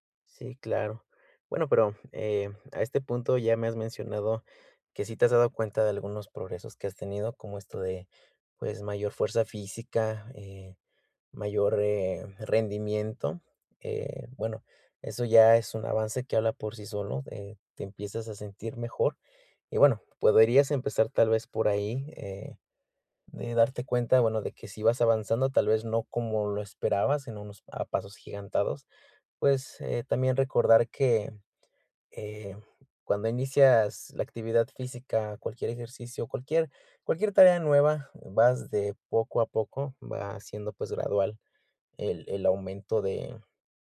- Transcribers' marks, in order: tapping; "podrías" said as "puedrías"; "agigantados" said as "gigantados"
- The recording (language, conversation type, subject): Spanish, advice, ¿Cómo puedo reconocer y valorar mi progreso cada día?